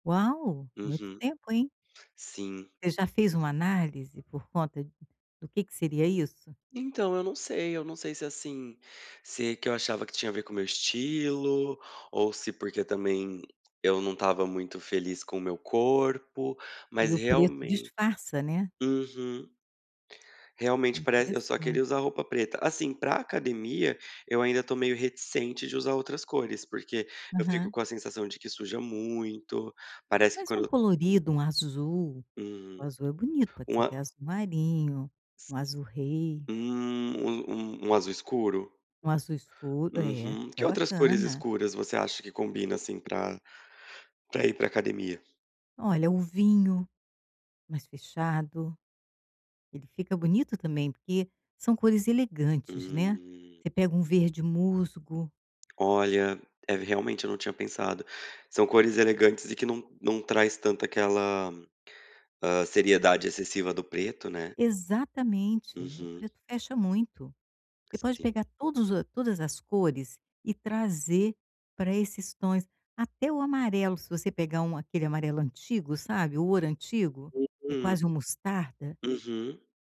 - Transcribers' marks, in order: tapping
- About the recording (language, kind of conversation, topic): Portuguese, advice, Como posso escolher roupas que me façam sentir mais confiante?